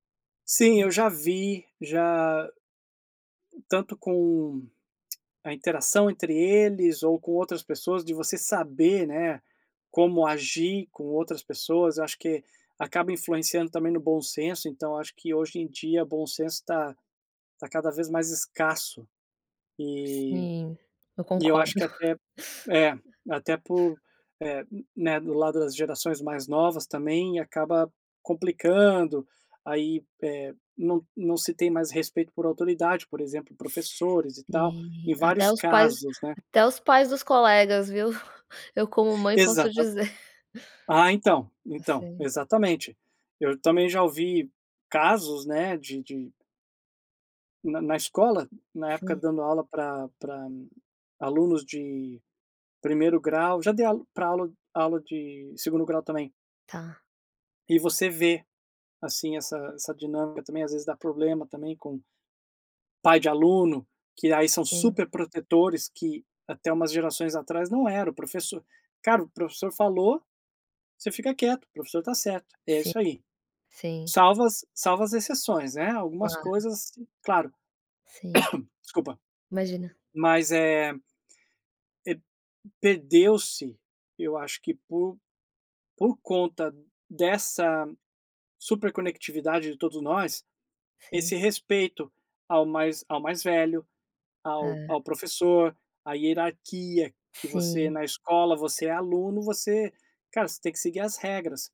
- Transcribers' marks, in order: tongue click; laugh; cough
- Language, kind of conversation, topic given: Portuguese, podcast, Como o celular te ajuda ou te atrapalha nos estudos?